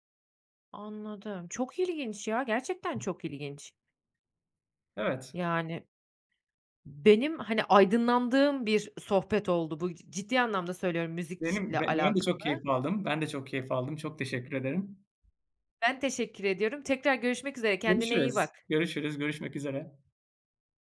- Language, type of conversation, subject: Turkish, podcast, Müzik zevkinin seni nasıl tanımladığını düşünüyorsun?
- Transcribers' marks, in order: tapping